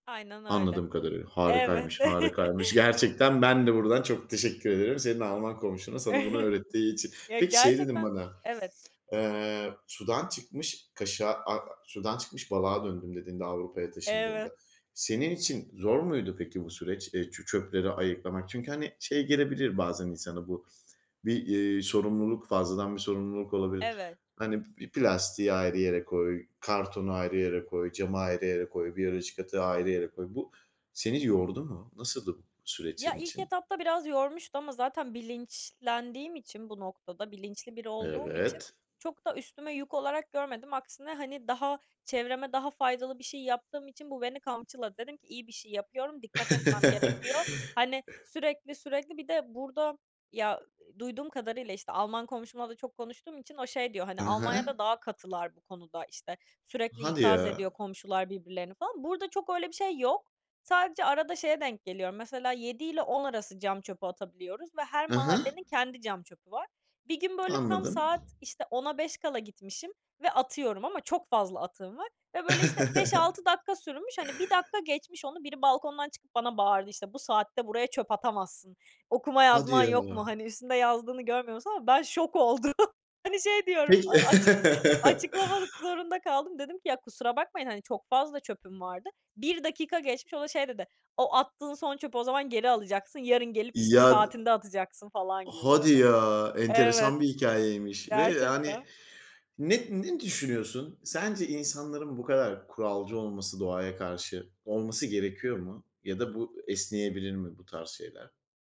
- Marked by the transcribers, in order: chuckle; chuckle; other background noise; chuckle; tapping; chuckle; chuckle; surprised: "Hadi ya"
- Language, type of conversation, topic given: Turkish, podcast, Çevreye büyük fayda sağlayan küçük değişiklikler hangileriydi?